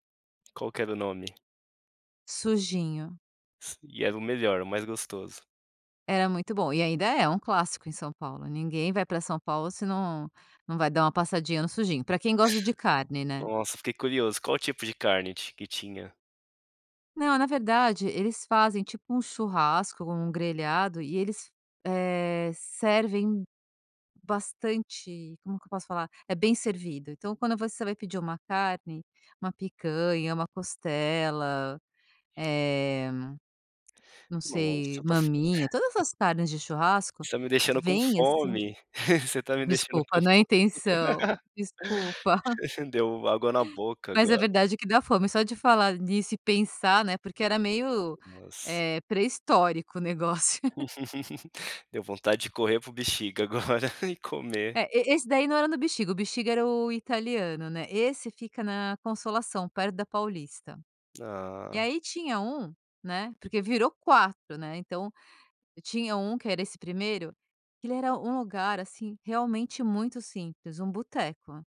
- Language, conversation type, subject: Portuguese, podcast, Você pode me contar sobre uma refeição em família que você nunca esquece?
- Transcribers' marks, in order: other background noise; other noise; chuckle; unintelligible speech; laugh; chuckle; laugh